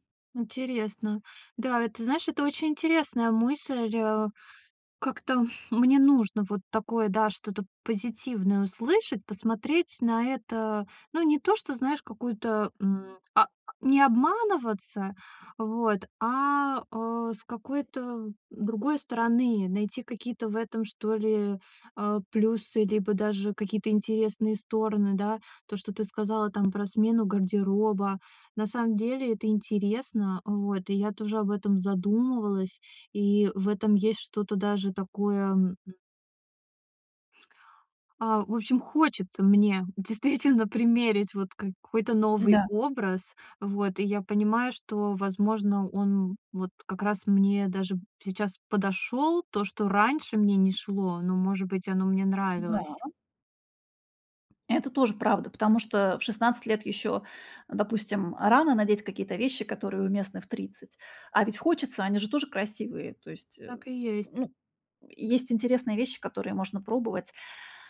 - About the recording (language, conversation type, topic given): Russian, advice, Как справиться с навязчивыми негативными мыслями, которые подрывают мою уверенность в себе?
- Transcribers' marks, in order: tapping